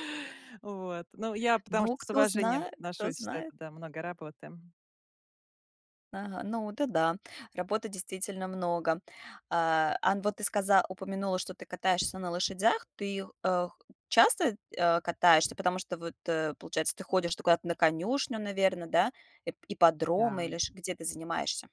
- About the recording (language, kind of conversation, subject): Russian, podcast, Что из детства вы до сих пор любите делать?
- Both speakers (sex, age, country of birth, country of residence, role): female, 40-44, Russia, Sweden, guest; female, 40-44, Russia, United States, host
- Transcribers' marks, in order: tapping